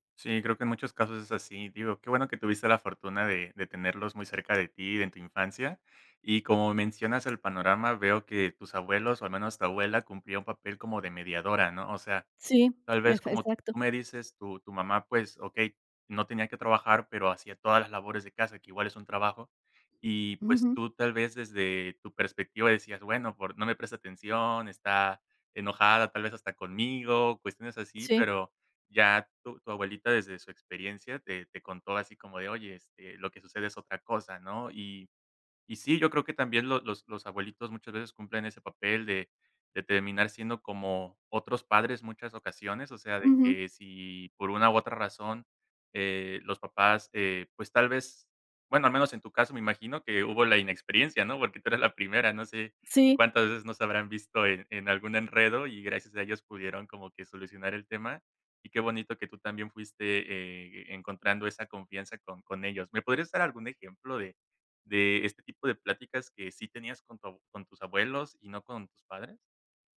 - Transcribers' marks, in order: laughing while speaking: "tú eras la primera"
- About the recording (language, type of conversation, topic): Spanish, podcast, ¿Qué papel crees que deben tener los abuelos en la crianza?